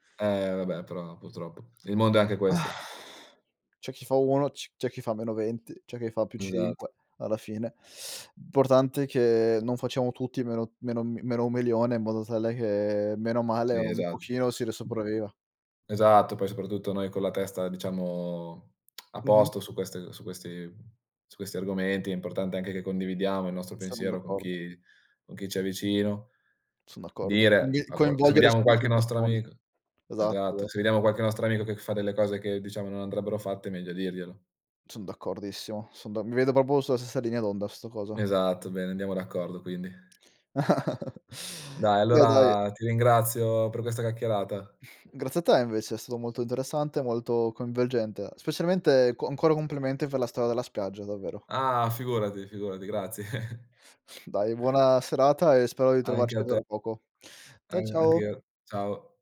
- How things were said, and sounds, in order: other background noise; sigh; teeth sucking; tsk; "proprio" said as "popo"; tapping; chuckle; chuckle
- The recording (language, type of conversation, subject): Italian, unstructured, Quali piccoli gesti quotidiani possiamo fare per proteggere la natura?